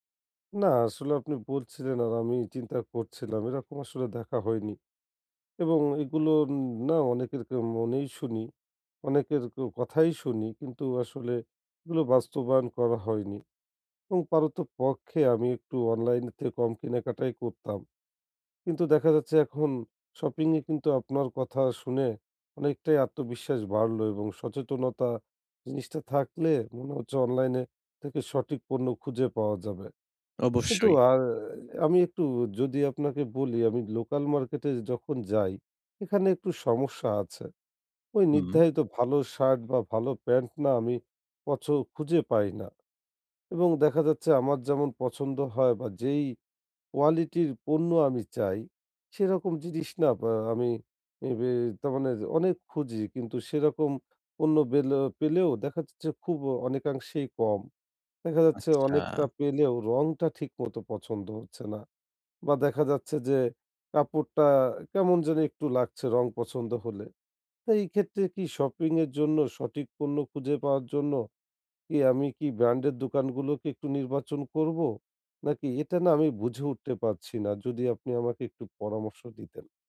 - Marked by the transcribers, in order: "থেকে" said as "থে"
- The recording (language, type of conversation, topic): Bengali, advice, শপিং করার সময় আমি কীভাবে সহজে সঠিক পণ্য খুঁজে নিতে পারি?